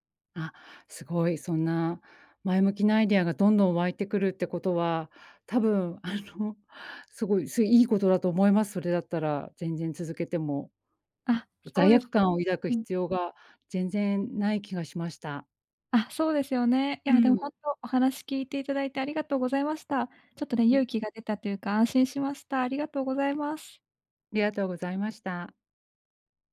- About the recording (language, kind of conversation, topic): Japanese, advice, 忙しくてついジャンクフードを食べてしまう
- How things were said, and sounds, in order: laughing while speaking: "あの"; swallow